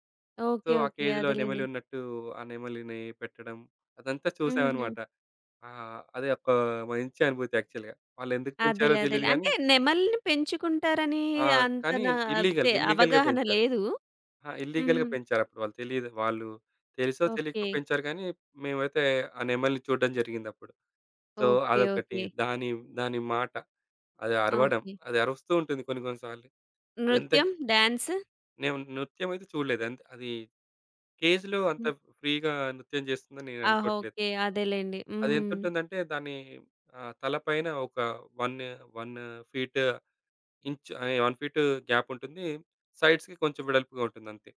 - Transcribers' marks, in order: in English: "సో"; in English: "కేజ్‌లో"; in English: "యాక్చువల్‌గా"; other background noise; in English: "ఇల్‌లీగల్. ఇల్‌లీగల్"; in English: "ఇల్‌లీగల్"; in English: "సో"; in English: "కేజ్‌లో"; in English: "ఫ్రీగా"; in English: "వన్"; in English: "సైడ్స్‌కి"
- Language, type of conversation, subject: Telugu, podcast, చిన్నతనం గుర్తొచ్చే పాట పేరు ఏదైనా చెప్పగలరా?